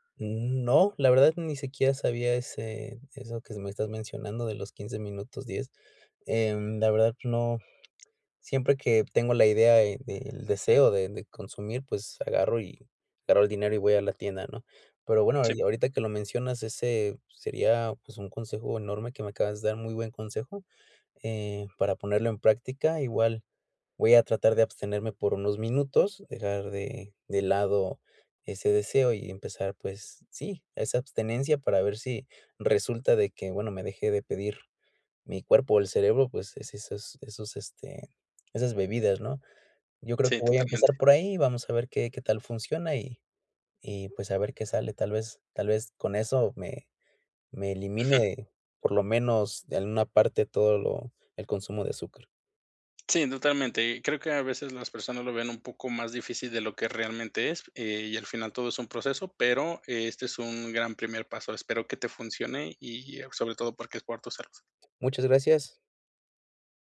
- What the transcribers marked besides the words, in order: other background noise; "abstinencia" said as "abstenencia"
- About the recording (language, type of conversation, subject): Spanish, advice, ¿Cómo puedo equilibrar el consumo de azúcar en mi dieta para reducir la ansiedad y el estrés?